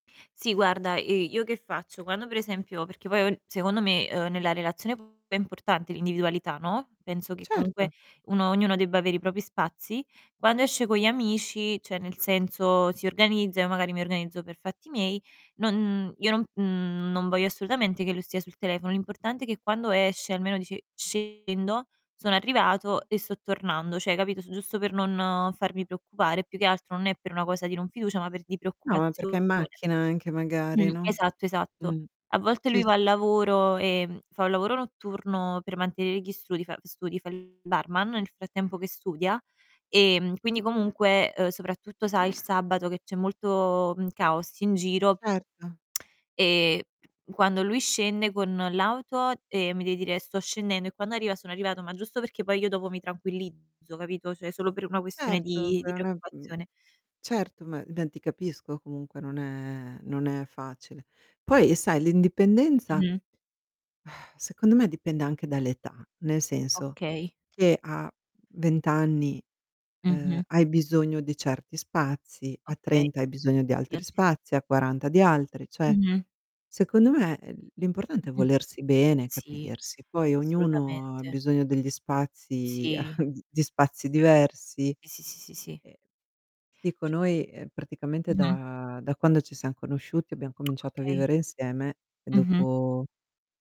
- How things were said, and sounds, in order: unintelligible speech; distorted speech; static; "cioè" said as "ceh"; "cioè" said as "ceh"; other background noise; tapping; tsk; "cioè" said as "ceh"; exhale; unintelligible speech; "cioè" said as "ceh"; chuckle
- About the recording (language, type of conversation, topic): Italian, unstructured, Qual è il segreto per essere felici insieme?